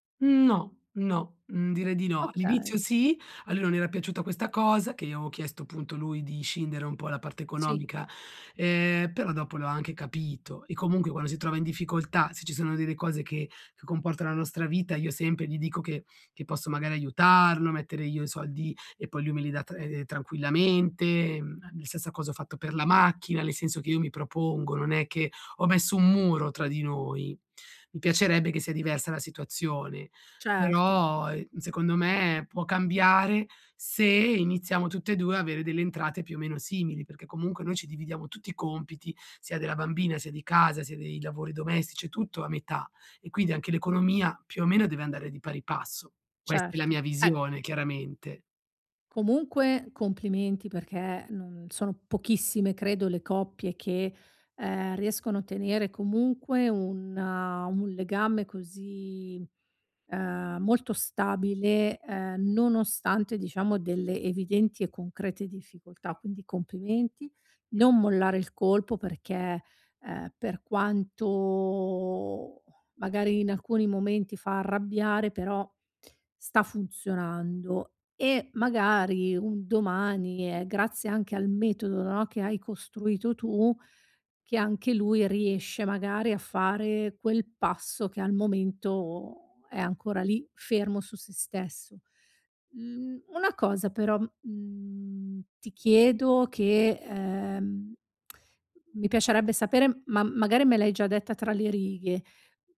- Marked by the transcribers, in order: other background noise; tapping
- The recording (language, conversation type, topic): Italian, advice, Come posso parlare di soldi con la mia famiglia?